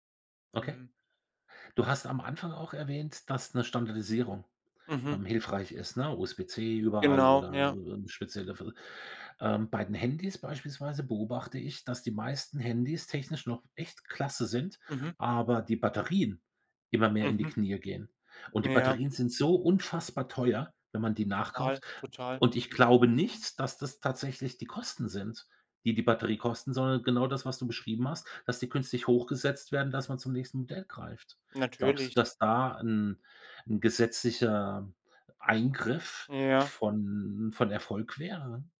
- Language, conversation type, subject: German, podcast, Wie wichtig ist dir das Reparieren, statt Dinge wegzuwerfen?
- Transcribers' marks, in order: none